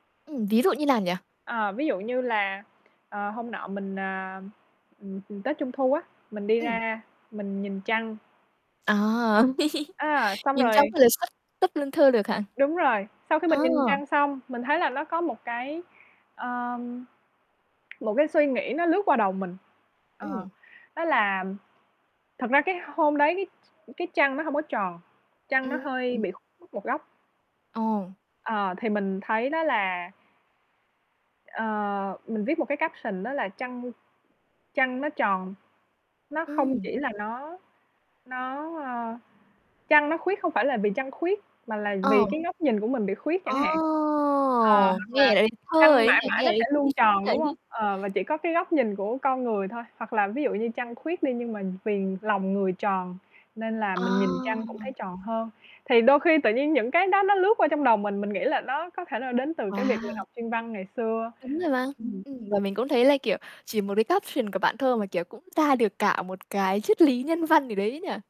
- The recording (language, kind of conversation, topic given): Vietnamese, podcast, Ngôn ngữ mẹ đẻ ảnh hưởng đến cuộc sống của bạn như thế nào?
- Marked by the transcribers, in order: static; tapping; laugh; distorted speech; in English: "caption"; chuckle; in English: "caption"